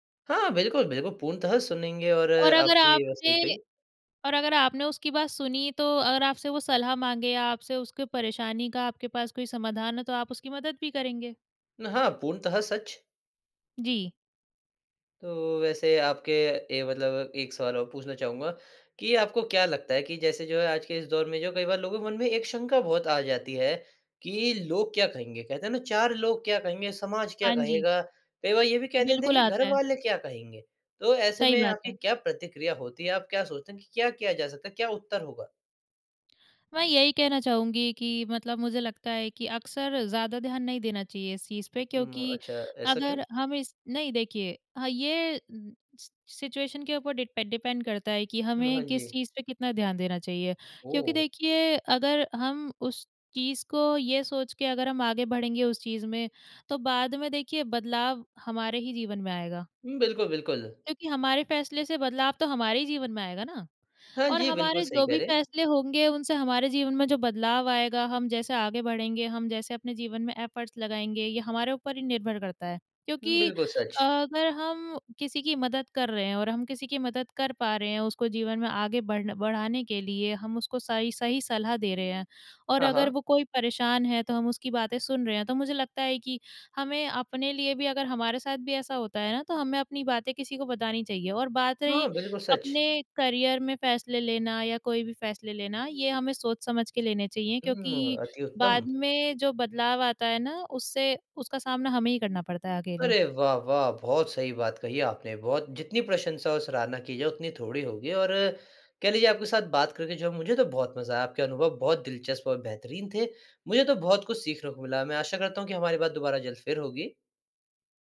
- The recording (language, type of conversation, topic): Hindi, podcast, क्या आप चलन के पीछे चलते हैं या अपनी राह चुनते हैं?
- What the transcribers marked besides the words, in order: in English: "सि सिचुएशन"; in English: "डिपेंड"; in English: "एफ़र्ट्स"; in English: "करियर"